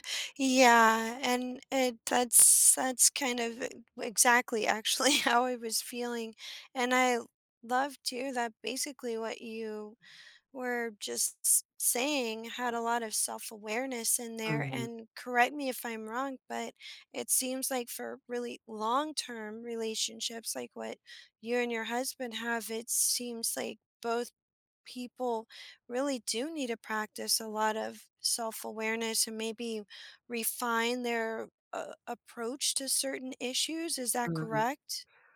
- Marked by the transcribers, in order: tapping; laughing while speaking: "actually how"; other background noise
- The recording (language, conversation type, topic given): English, unstructured, How can I spot and address giving-versus-taking in my close relationships?